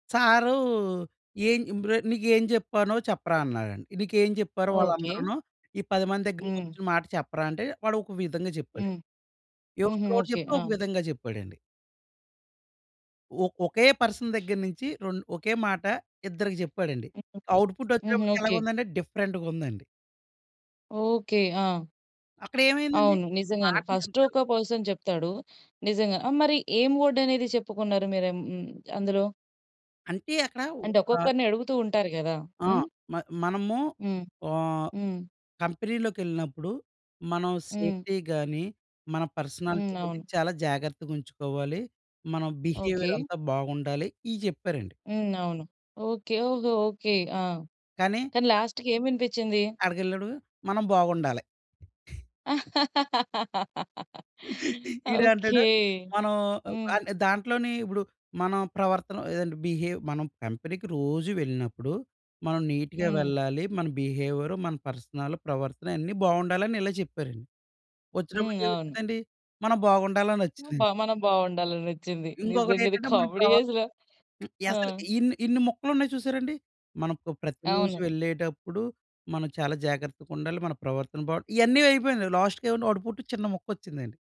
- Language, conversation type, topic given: Telugu, podcast, మరొకరికి మాటలు చెప్పేటప్పుడు ఊహించని ప్రతిక్రియా వచ్చినప్పుడు మీరు ఎలా స్పందిస్తారు?
- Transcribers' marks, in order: tapping; in English: "పర్సన్"; other background noise; in English: "డిఫరెంట్‌గుందండి"; in English: "పర్సన్"; in English: "పర్సనాలిటీ"; in English: "లాస్ట్‌కేమి"; other noise; laugh; in English: "బిహేవ్"; in English: "నీట్‌గా"; in English: "పర్సనల్"; laughing while speaking: "నిజంగిది కామెడీ అసల"; "అసలు" said as "యసలు"